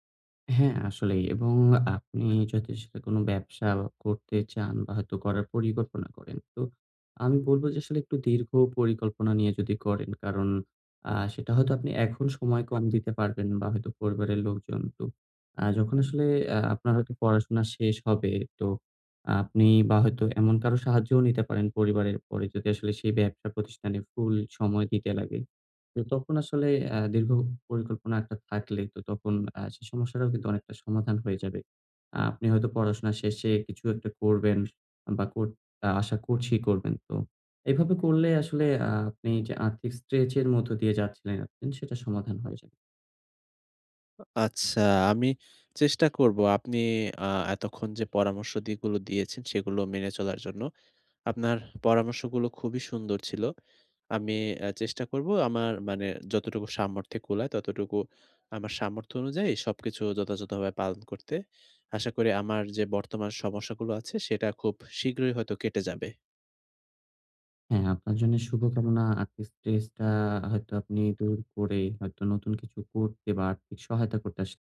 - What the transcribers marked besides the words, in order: other background noise; "স্ট্রেচ" said as "স্ট্রেস"; other noise; "যেগুলো" said as "দেগুলো"
- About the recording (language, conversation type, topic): Bengali, advice, আর্থিক চাপ বেড়ে গেলে আমি কীভাবে মানসিক শান্তি বজায় রেখে তা সামলাতে পারি?